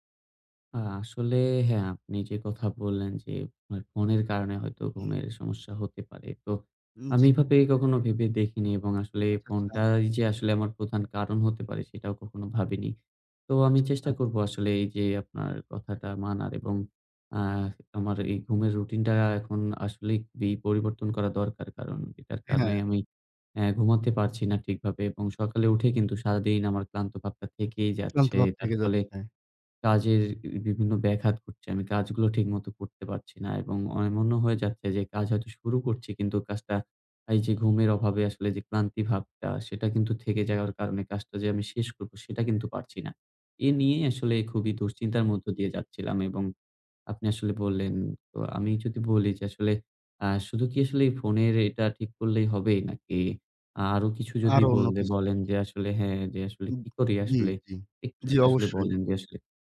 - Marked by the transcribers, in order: throat clearing; tapping; "এমন" said as "ওয়মোন"
- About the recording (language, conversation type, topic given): Bengali, advice, নিয়মিত ঘুমের রুটিনের অভাব